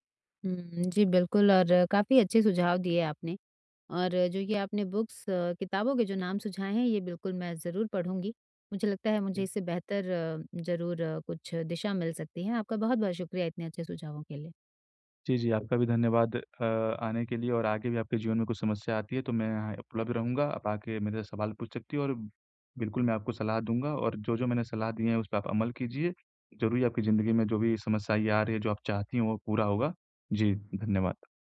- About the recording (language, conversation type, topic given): Hindi, advice, कला के ज़रिए मैं अपनी भावनाओं को कैसे समझ और व्यक्त कर सकता/सकती हूँ?
- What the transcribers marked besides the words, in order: tapping; in English: "बुक्स"